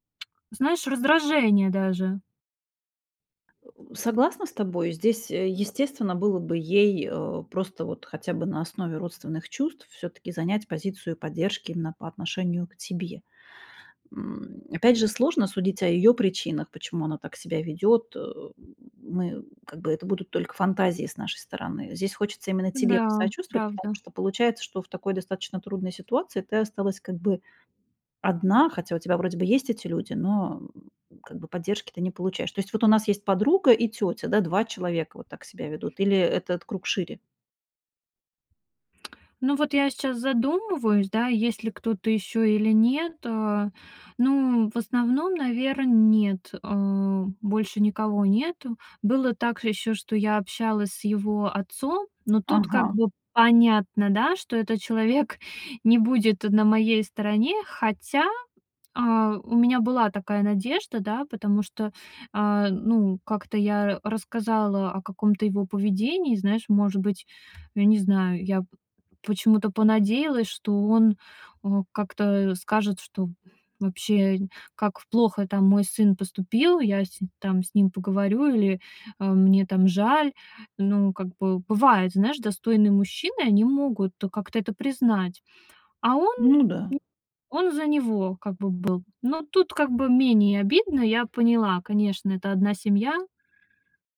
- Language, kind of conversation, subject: Russian, advice, Как справиться с болью из‑за общих друзей, которые поддерживают моего бывшего?
- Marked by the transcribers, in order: tapping